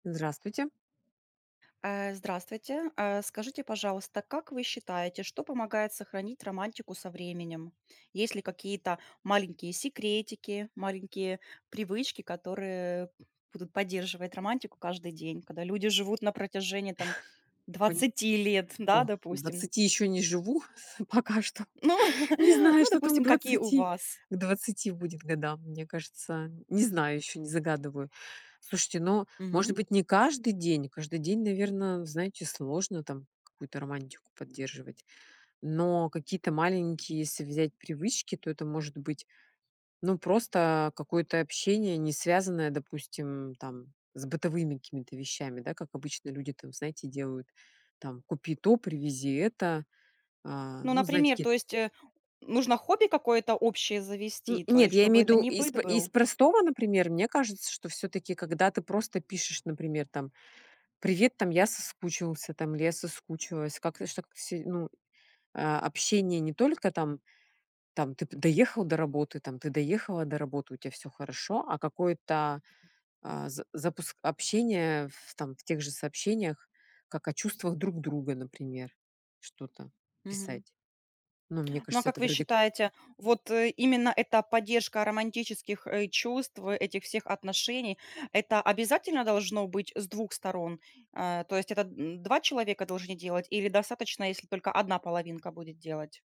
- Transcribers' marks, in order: other background noise; tapping; chuckle; chuckle
- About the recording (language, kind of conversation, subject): Russian, unstructured, Что помогает сохранить романтику со временем?